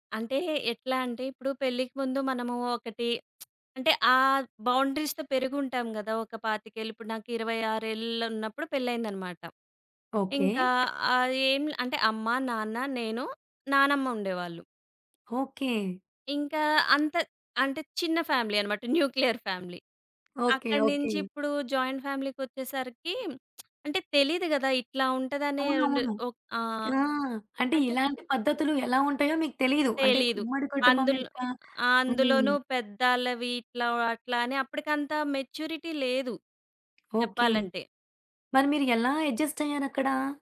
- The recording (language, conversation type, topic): Telugu, podcast, విభిన్న వయస్సులవారి మధ్య మాటలు అపార్థం కావడానికి ప్రధాన కారణం ఏమిటి?
- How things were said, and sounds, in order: lip smack; in English: "బౌండరీస్‌తో"; tapping; in English: "ఫ్యామిలీ"; in English: "న్యూక్లియర్ ఫ్యామిలీ"; in English: "జాయింట్ ఫ్యామిలీకొచ్చేసరికి"; lip smack; in English: "మెచ్యూరిటీ"